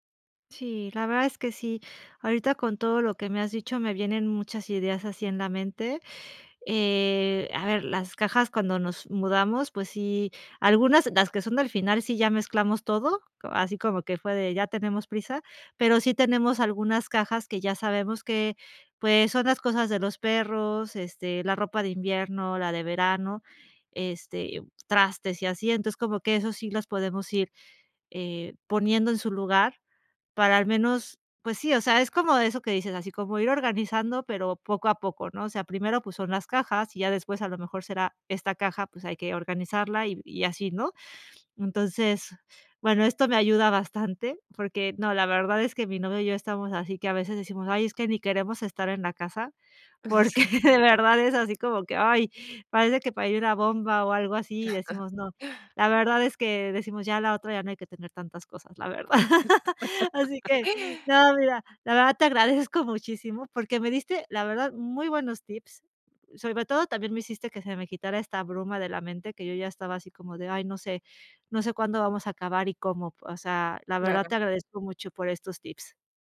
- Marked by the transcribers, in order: laughing while speaking: "porque de"; chuckle; laughing while speaking: "la verdad"; laugh
- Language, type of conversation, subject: Spanish, advice, ¿Cómo puedo dejar de sentirme abrumado por tareas pendientes que nunca termino?